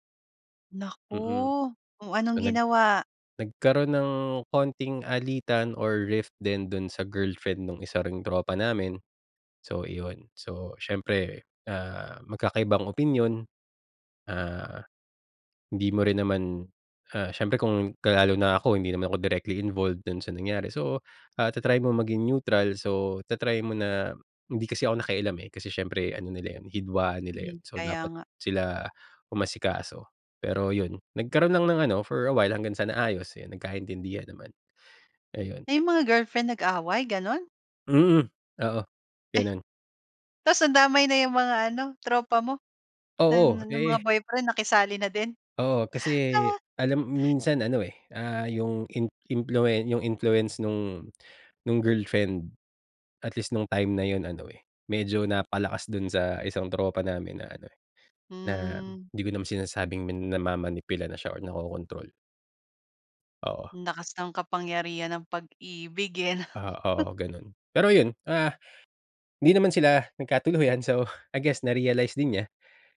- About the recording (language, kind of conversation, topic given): Filipino, podcast, Paano mo pinagyayaman ang matagal na pagkakaibigan?
- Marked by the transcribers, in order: in English: "rift"; in English: "directly involved"; in English: "neutral"; in English: "for a while"; chuckle